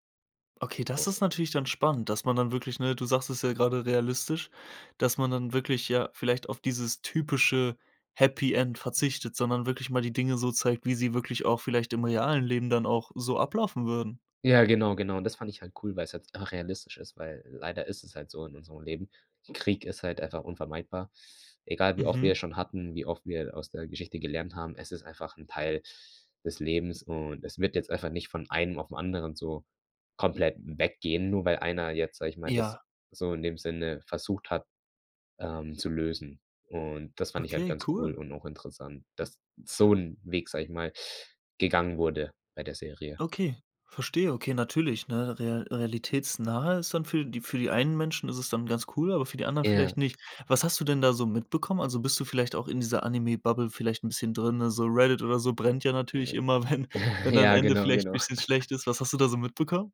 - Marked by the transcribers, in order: other noise; in English: "Bubble"; put-on voice: "Ne"; laughing while speaking: "wenn"; chuckle; laugh
- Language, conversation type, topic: German, podcast, Warum reagieren Fans so stark auf Serienenden?